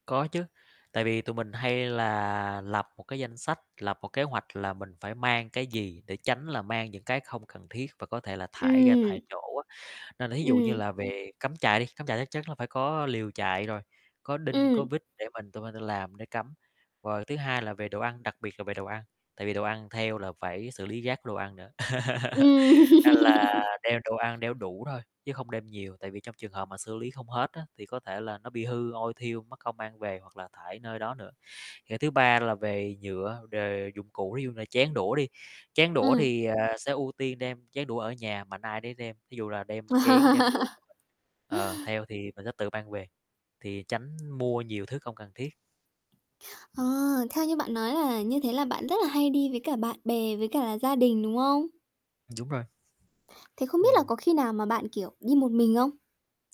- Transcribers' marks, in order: tapping; distorted speech; other background noise; laugh; laughing while speaking: "Ừm"; chuckle; static; laugh
- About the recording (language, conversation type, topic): Vietnamese, podcast, Bạn làm gì để giữ môi trường sạch sẽ khi đi cắm trại?